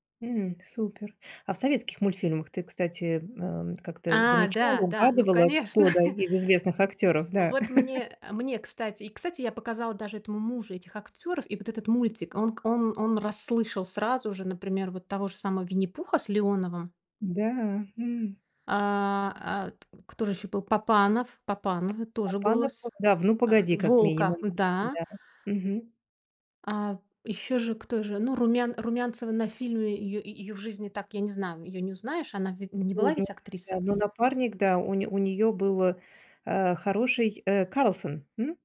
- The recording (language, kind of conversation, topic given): Russian, podcast, Что ты предпочитаешь — дубляж или субтитры, и почему?
- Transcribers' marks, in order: chuckle; tapping